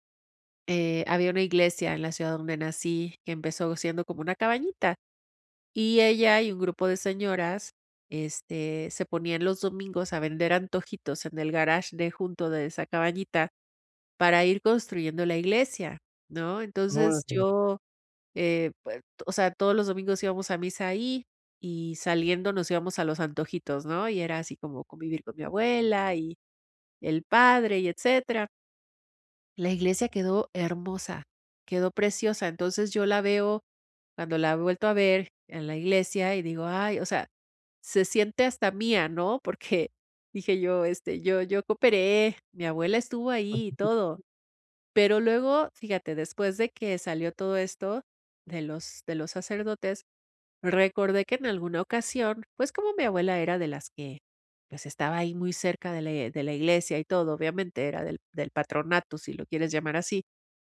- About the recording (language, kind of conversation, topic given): Spanish, advice, ¿Cómo puedo afrontar una crisis espiritual o pérdida de fe que me deja dudas profundas?
- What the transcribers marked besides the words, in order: chuckle; unintelligible speech